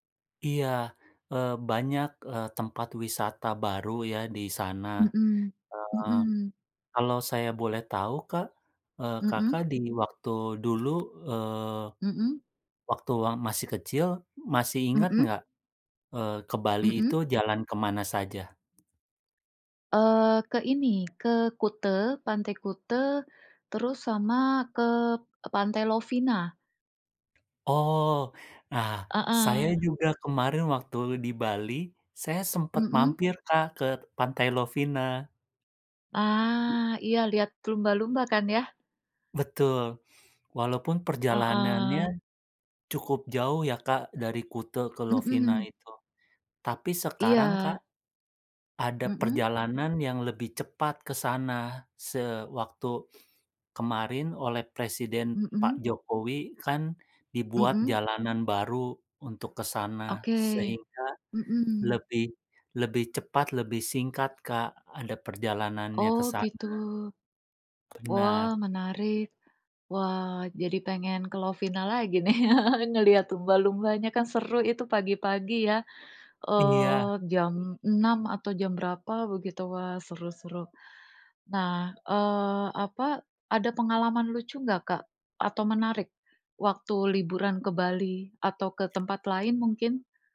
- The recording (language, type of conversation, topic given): Indonesian, unstructured, Apa destinasi liburan favoritmu, dan mengapa kamu menyukainya?
- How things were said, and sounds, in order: other background noise; tapping; laugh